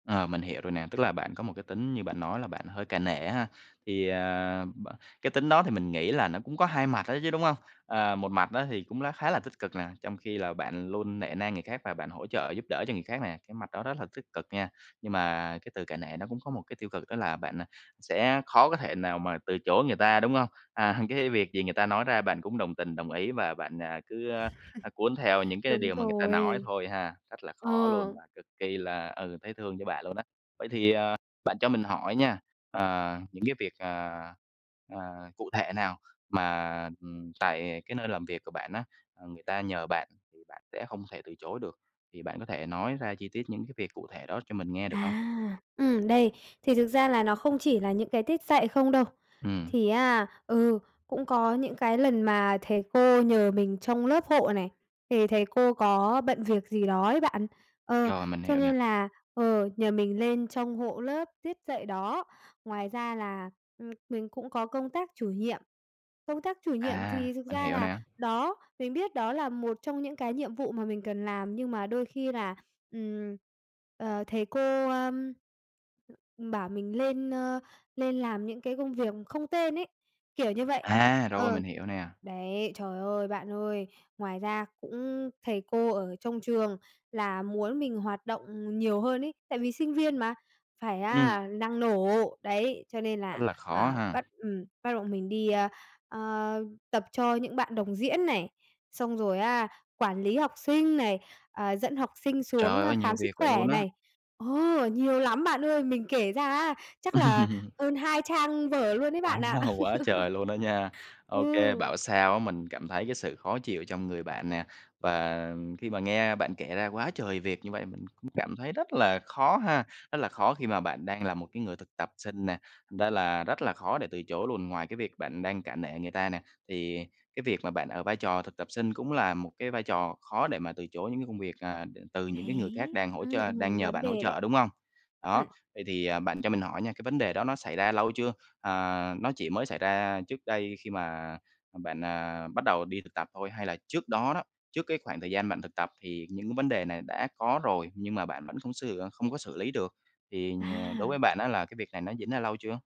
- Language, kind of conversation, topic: Vietnamese, advice, Tôi nên làm gì khi tôi thấy khó nói “không” với yêu cầu của người khác và đang quá tải vì ôm quá nhiều việc?
- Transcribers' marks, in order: other background noise; laughing while speaking: "À"; laugh; tapping; laugh; laugh